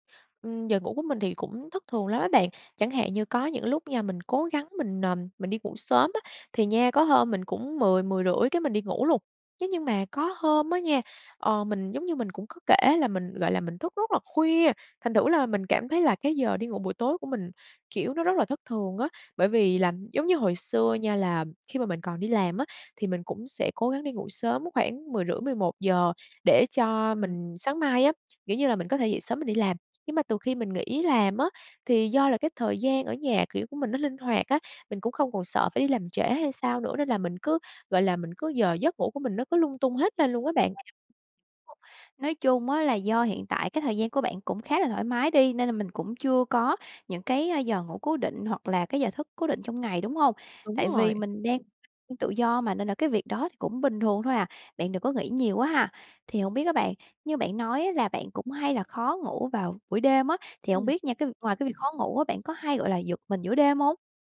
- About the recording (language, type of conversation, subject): Vietnamese, advice, Ngủ trưa quá lâu có khiến bạn khó ngủ vào ban đêm không?
- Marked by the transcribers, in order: tapping; other background noise; unintelligible speech